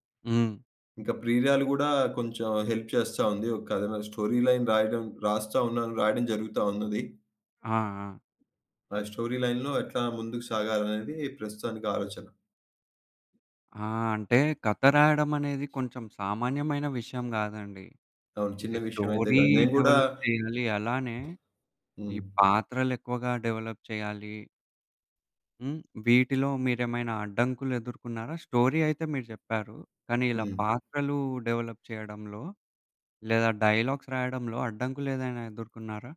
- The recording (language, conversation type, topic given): Telugu, podcast, కథను మొదలుపెట్టేటప్పుడు మీరు ముందుగా ఏ విషయాన్ని ఆలోచిస్తారు?
- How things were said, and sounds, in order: in English: "హెల్ప్"; in English: "స్టోరీ లైన్"; in English: "స్టోరీ లైన్‌లో"; in English: "స్టోరీ డెవలప్"; other background noise; in English: "డెవలప్"; in English: "స్టోరీ"; in English: "డెవలప్"; in English: "డైలాగ్స్"